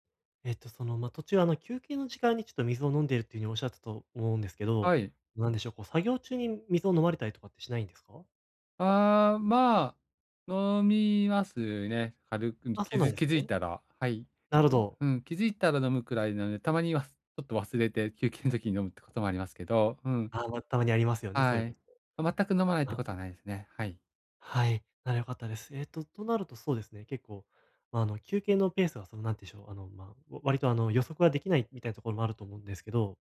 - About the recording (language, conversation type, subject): Japanese, advice, 短い休憩で集中力と生産性を高めるにはどうすればよいですか？
- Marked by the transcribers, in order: other noise